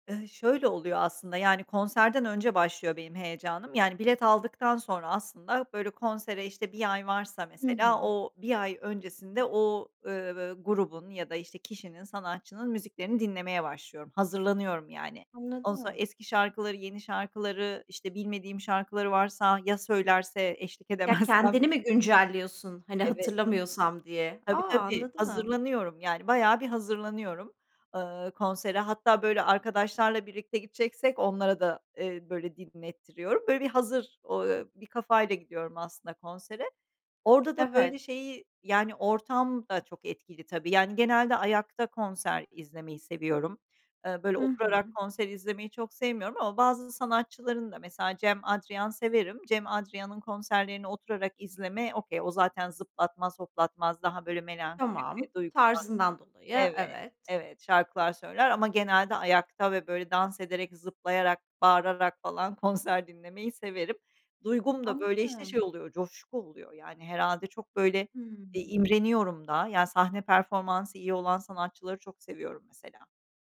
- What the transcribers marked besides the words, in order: other background noise; laughing while speaking: "edemezsem?"; tapping; in English: "okay"
- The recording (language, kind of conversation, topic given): Turkish, podcast, Canlı konserler senin için ne ifade eder?